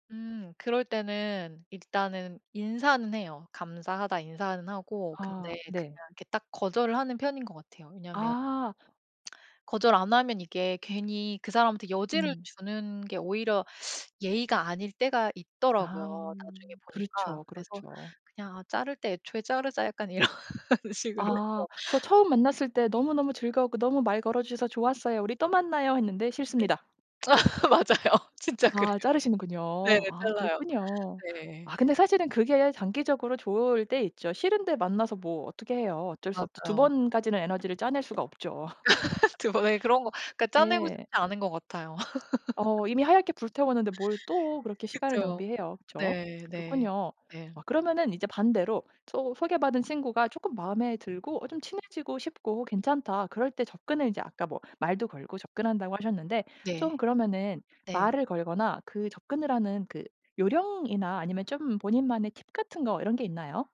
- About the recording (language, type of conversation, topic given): Korean, podcast, 소개받은 사람과 자연스럽게 친구가 되려면 어떻게 접근하는 게 좋을까요?
- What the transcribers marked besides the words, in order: lip smack; other background noise; laughing while speaking: "이런"; laugh; laughing while speaking: "맞아요. 진짜 그래요"; tapping; laugh; laugh